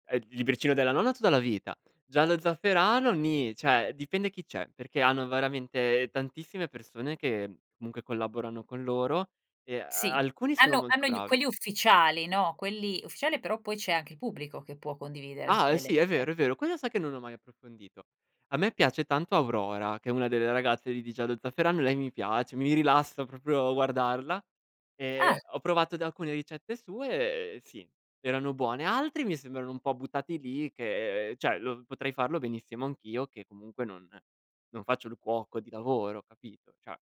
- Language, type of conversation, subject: Italian, podcast, Che ruolo hanno le ricette di famiglia tramandate nella tua vita?
- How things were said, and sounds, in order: "cioè" said as "ceh"; "veramente" said as "varamente"; "proprio" said as "propro"; "cioè" said as "ceh"; "cioè" said as "ceh"